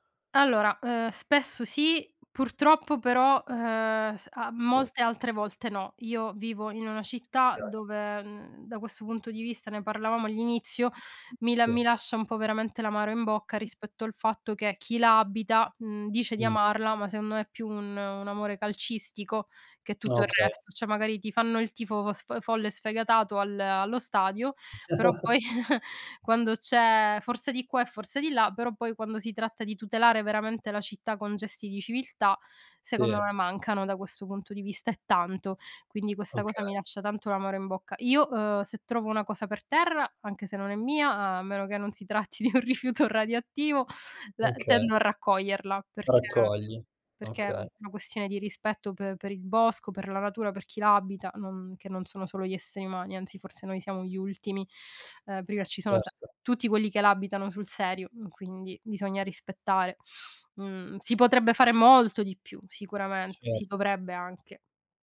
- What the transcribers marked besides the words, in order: tapping; unintelligible speech; other background noise; "cioè" said as "ceh"; chuckle; laughing while speaking: "di un rifiuto radioattivo"; unintelligible speech; stressed: "molto"
- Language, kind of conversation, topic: Italian, podcast, Perché ti piace fare escursioni o camminare in natura?